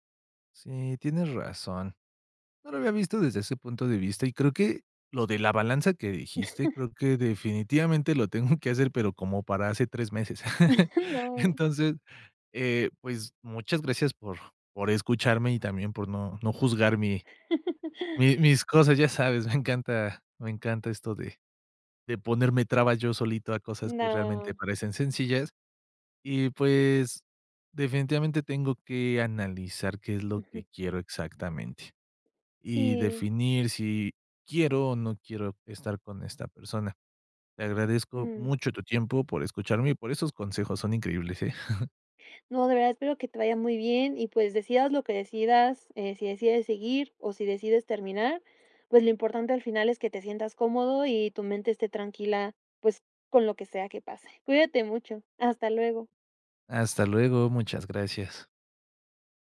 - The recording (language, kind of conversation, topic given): Spanish, advice, ¿Cómo puedo pensar en terminar la relación sin sentirme culpable?
- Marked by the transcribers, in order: chuckle; chuckle; chuckle; laughing while speaking: "Entonces"; chuckle; laughing while speaking: "ya sabes, me encanta"; laughing while speaking: "eh"; chuckle; other background noise